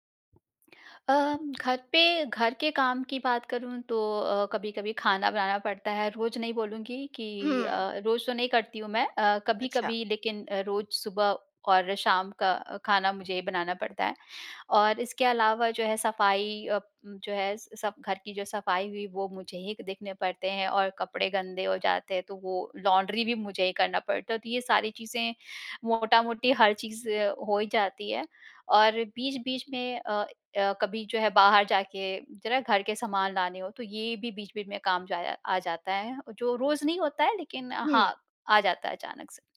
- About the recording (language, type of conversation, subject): Hindi, advice, काम के तनाव के कारण मुझे रातभर चिंता रहती है और नींद नहीं आती, क्या करूँ?
- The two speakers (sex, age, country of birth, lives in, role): female, 25-29, India, India, advisor; female, 35-39, India, India, user
- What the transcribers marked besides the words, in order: tapping; "ही" said as "हिक"; in English: "लॉन्ड्री"